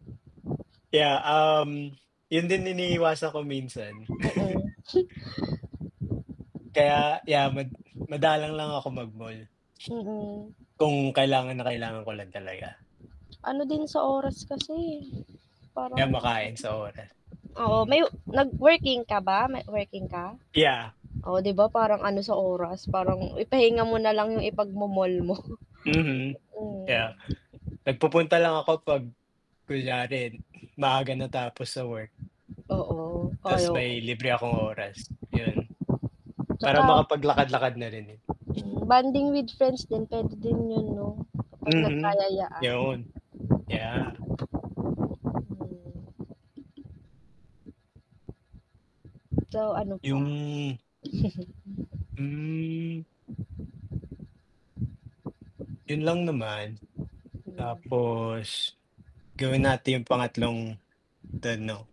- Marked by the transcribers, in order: wind; other animal sound; chuckle; tapping; chuckle; chuckle
- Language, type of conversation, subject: Filipino, unstructured, Ano ang mas pinapaboran mo: mamili sa mall o sa internet?